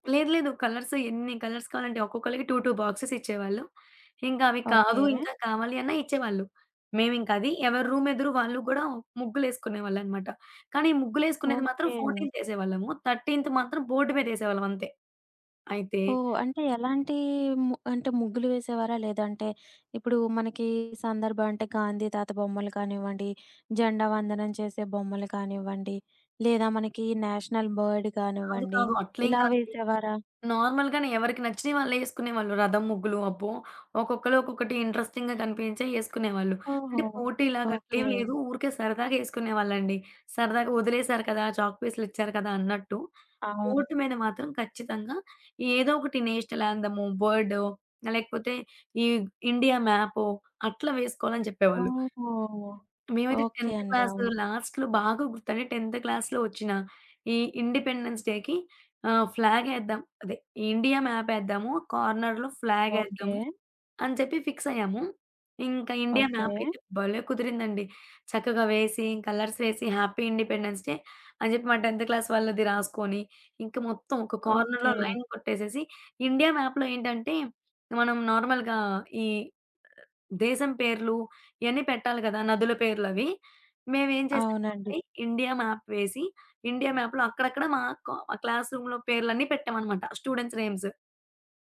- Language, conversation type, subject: Telugu, podcast, పండుగ రోజు మీరు అందరితో కలిసి గడిపిన ఒక రోజు గురించి చెప్పగలరా?
- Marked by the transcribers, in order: in English: "కలర్స్"; in English: "కలర్స్"; in English: "టూ, టూ బాక్స్‌స్"; in English: "రూమ్"; in English: "ఫోర్టీన్త్"; in English: "థర్టీన్త్"; in English: "బోర్డ్"; in English: "నేషనల్ బర్డ్"; in English: "నార్మల్‌గానే"; in English: "ఇంట్రెస్టింగ్‌గా"; in English: "నేషనల్"; other background noise; in English: "టెన్త్ క్లాస్ లాస్ట్‌లో"; in English: "టెన్త్"; in English: "ఇండిపెండెన్స్ డేకి"; in English: "కార్నర్‌లో"; in English: "కలర్స్"; in English: "హ్యాపీ ఇండిపెండెన్స్ డే"; in English: "టెన్త్ క్లాస్"; in English: "కార్నర్‌లో లైన్"; in English: "మ్యాప్‌లో"; in English: "నార్మల్‌గా"; in English: "మ్యాప్"; in English: "మ్యాప్‌లో"; in English: "క్లాస్ రూమ్‌లో"; in English: "స్టూడెంట్స్ నేమ్స్"